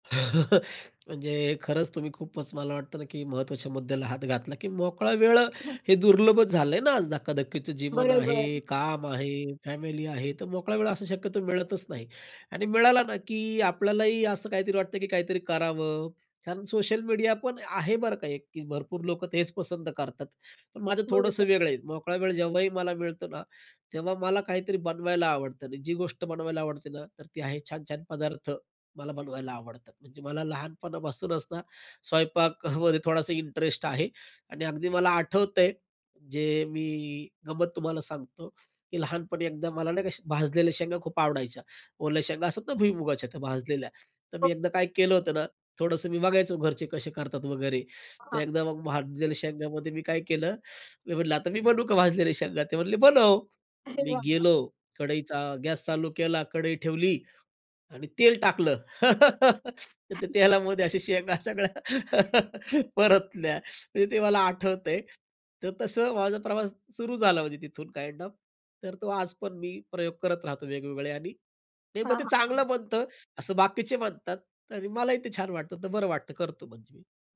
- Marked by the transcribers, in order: laugh; other background noise; laughing while speaking: "अरे वा!"; background speech; laugh; laughing while speaking: "तेलामध्ये अशा शेंगा सगळ्या परतल्या. म्हणजे ते मला आठवतंय"; in English: "काइंड ऑफ"
- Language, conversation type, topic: Marathi, podcast, मोकळ्या वेळेत तुला काय बनवायला आवडतं?